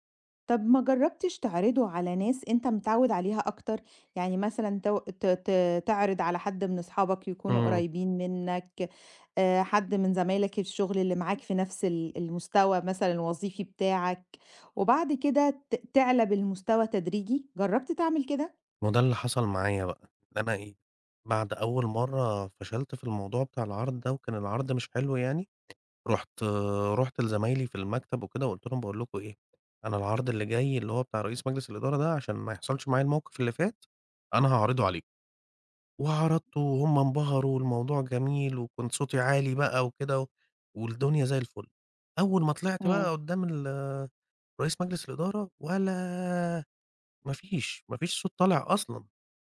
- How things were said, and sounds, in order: none
- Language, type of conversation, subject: Arabic, advice, إزاي أقدر أتغلب على خوفي من الكلام قدام ناس في الشغل؟